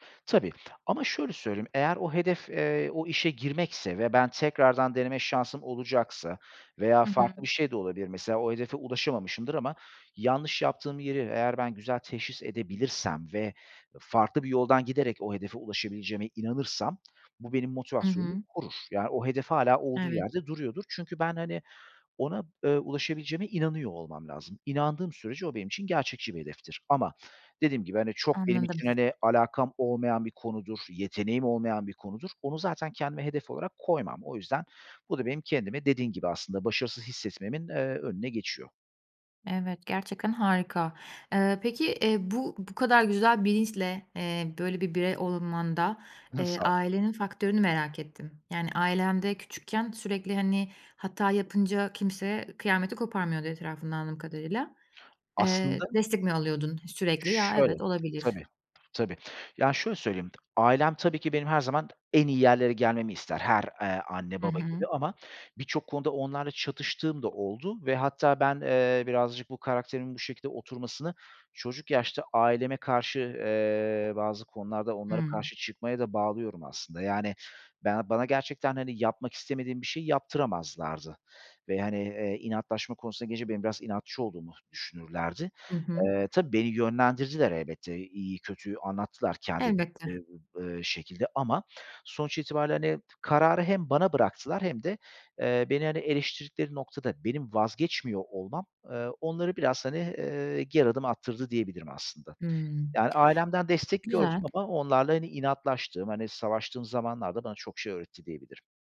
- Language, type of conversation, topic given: Turkish, podcast, Başarısızlıkla karşılaştığında kendini nasıl motive ediyorsun?
- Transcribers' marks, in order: "olmanda" said as "olunmanda"; chuckle; other background noise; tapping